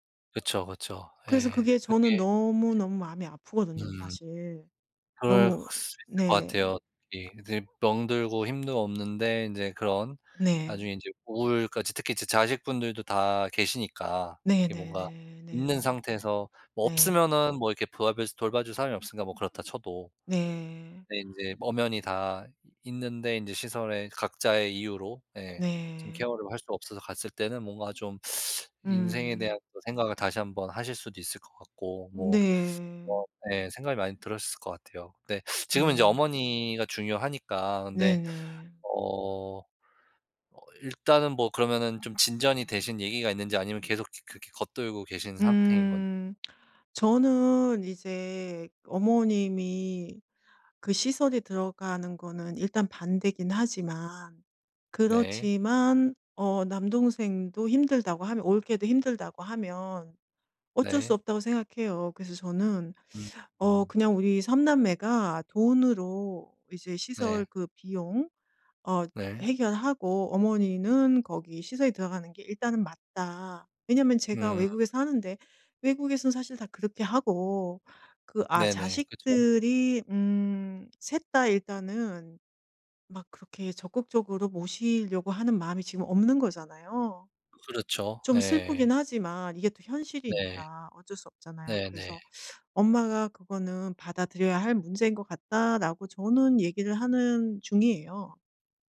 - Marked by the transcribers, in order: tapping
- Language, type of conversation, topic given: Korean, advice, 부모님의 건강이 악화되면서 돌봄과 의사결정 권한을 두고 가족 간에 갈등이 있는데, 어떻게 해결하면 좋을까요?